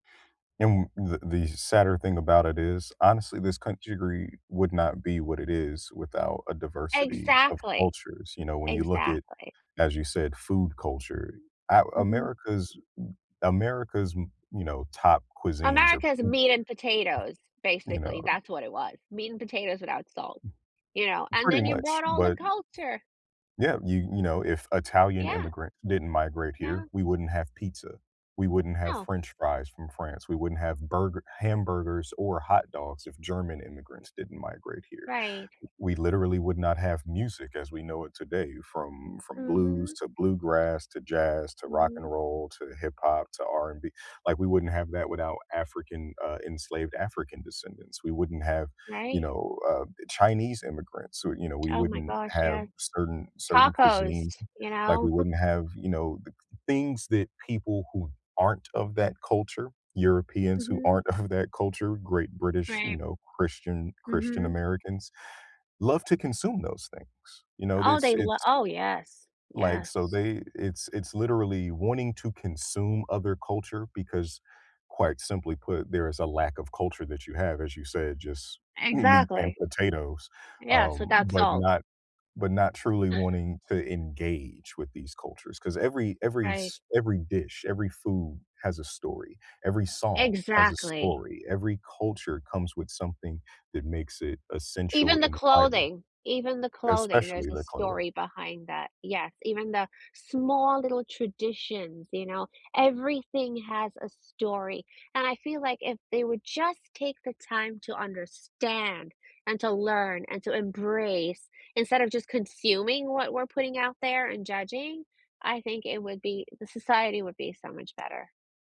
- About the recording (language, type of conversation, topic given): English, unstructured, How do you think culture shapes our identity?
- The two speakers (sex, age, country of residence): female, 45-49, United States; male, 35-39, United States
- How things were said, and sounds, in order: tapping; unintelligible speech; other background noise; chuckle; laughing while speaking: "of"; chuckle